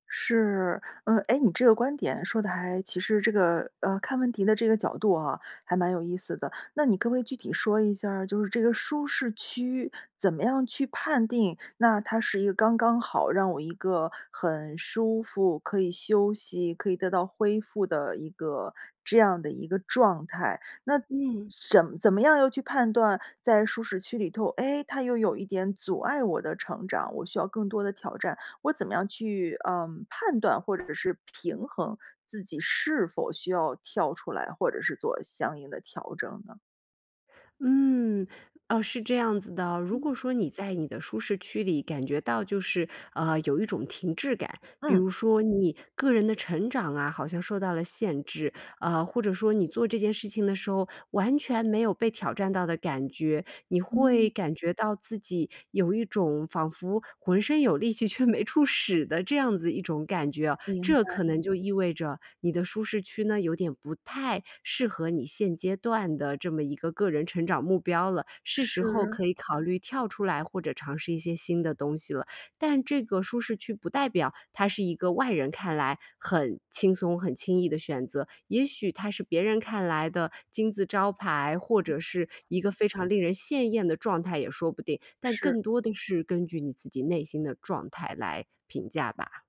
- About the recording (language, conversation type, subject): Chinese, podcast, 你如何看待舒适区与成长？
- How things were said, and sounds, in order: laughing while speaking: "却没处使"; other background noise